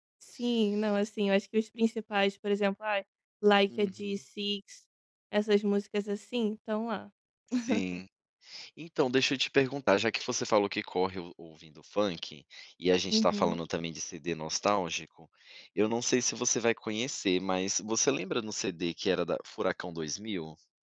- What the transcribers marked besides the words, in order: tapping; laugh
- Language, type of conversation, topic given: Portuguese, podcast, O que transforma uma música em nostalgia pra você?